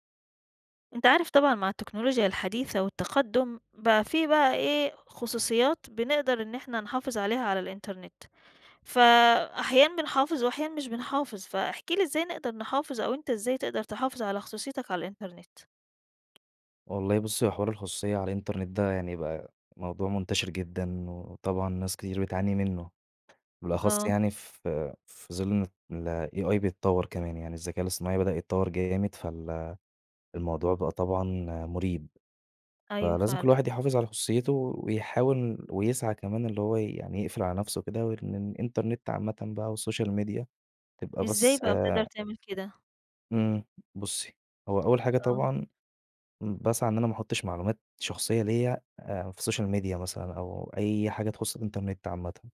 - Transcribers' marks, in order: tapping; in English: "AI"; in English: "والسوشيال ميديا"; in English: "السوشيال ميديا"
- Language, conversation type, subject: Arabic, podcast, إزاي بتحافظ على خصوصيتك على الإنترنت؟